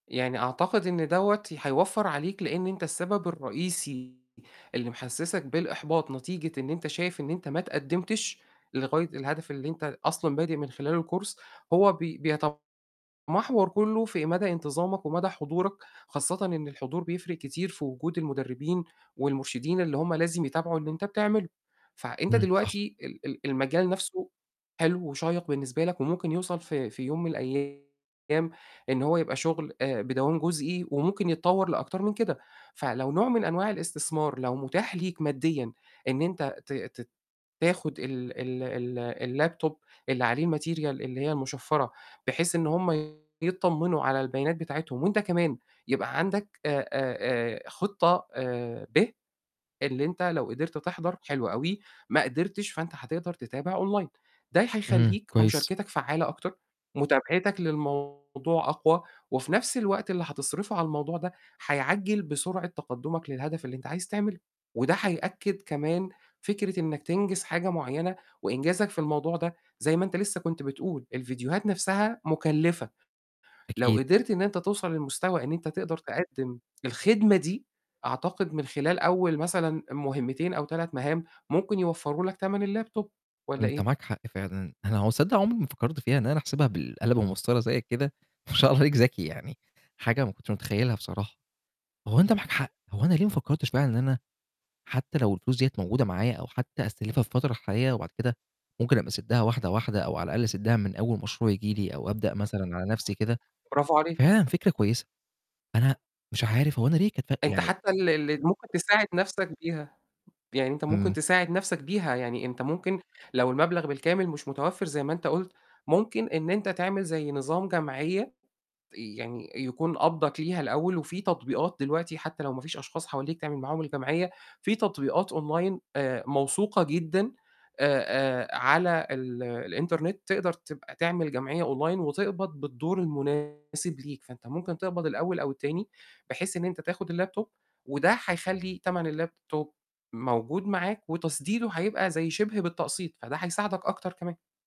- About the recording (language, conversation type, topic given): Arabic, advice, إيه اللي بيخلّيك تحس بإحباط عشان تقدّمك بطيء ناحية هدف مهم؟
- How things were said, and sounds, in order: in English: "course"; distorted speech; in English: "الlaptop"; in English: "الmaterial"; in English: "online"; in English: "الlaptop"; laughing while speaking: "ما شاء الله عليك"; in English: "online"; in English: "online"; in English: "الlaptop"; in English: "الlaptop"